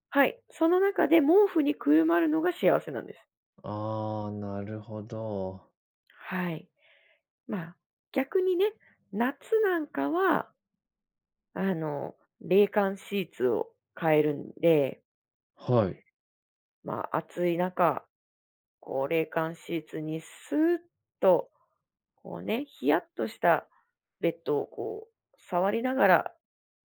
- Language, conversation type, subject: Japanese, podcast, 夜、家でほっとする瞬間はいつですか？
- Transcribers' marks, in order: none